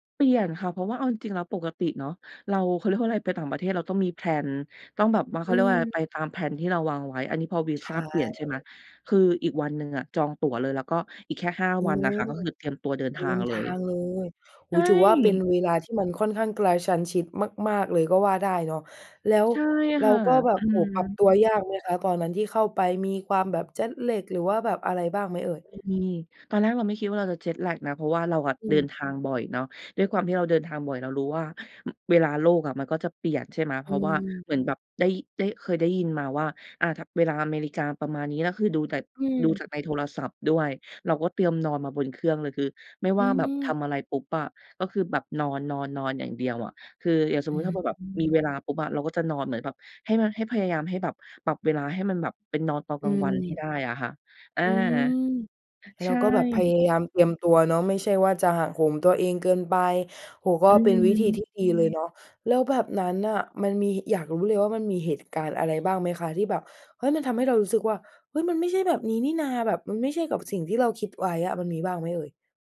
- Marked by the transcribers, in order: laughing while speaking: "อะไร"; in English: "แพลน"; in English: "แพลน"; in English: "Jet Lag"; in English: "Jet Lag"
- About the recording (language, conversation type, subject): Thai, podcast, การเดินทางครั้งไหนที่ทำให้คุณมองโลกเปลี่ยนไปบ้าง?